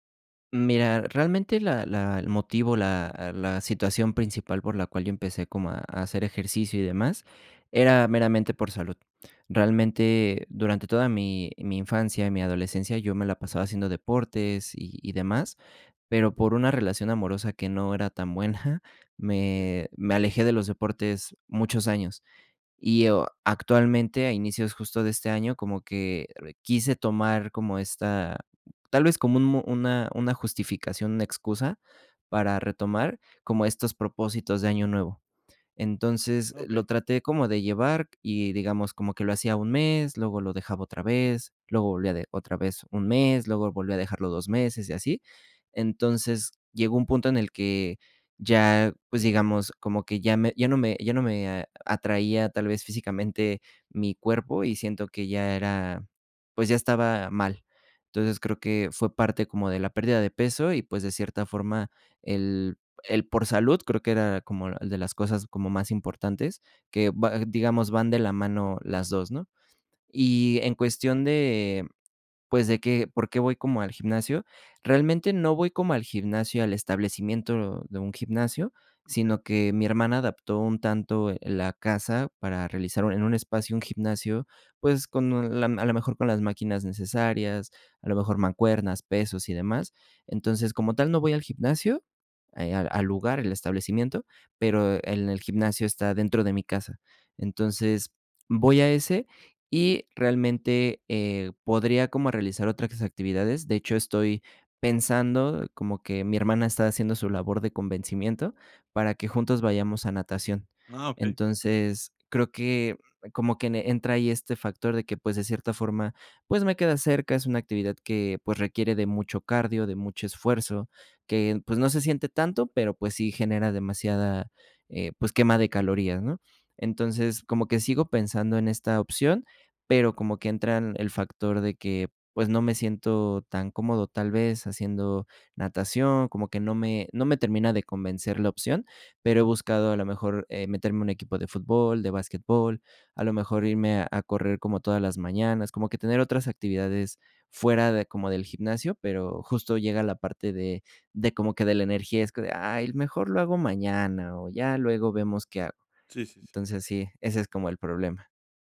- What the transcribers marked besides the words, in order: chuckle
- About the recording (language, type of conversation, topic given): Spanish, advice, ¿Qué te dificulta empezar una rutina diaria de ejercicio?